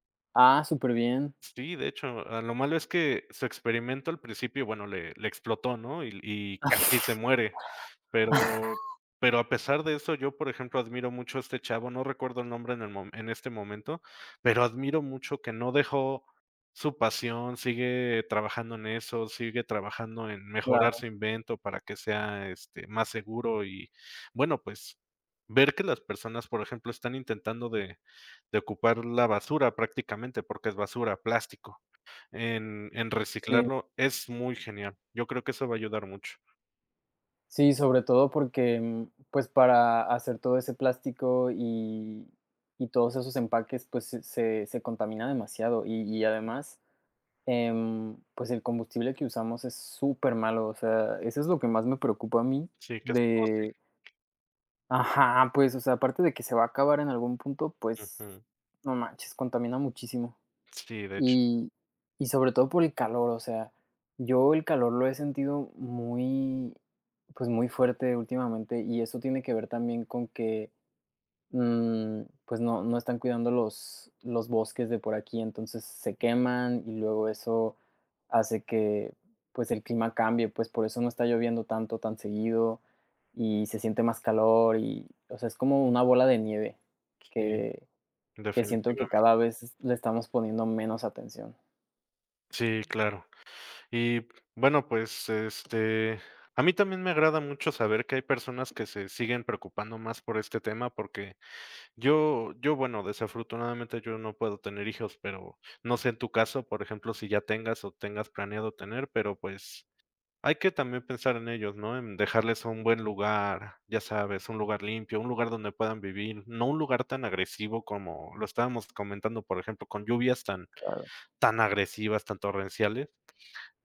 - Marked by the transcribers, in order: other background noise; other noise; tapping
- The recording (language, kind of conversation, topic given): Spanish, unstructured, ¿Por qué crees que es importante cuidar el medio ambiente?
- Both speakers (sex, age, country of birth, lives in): male, 25-29, Mexico, Mexico; male, 35-39, Mexico, Mexico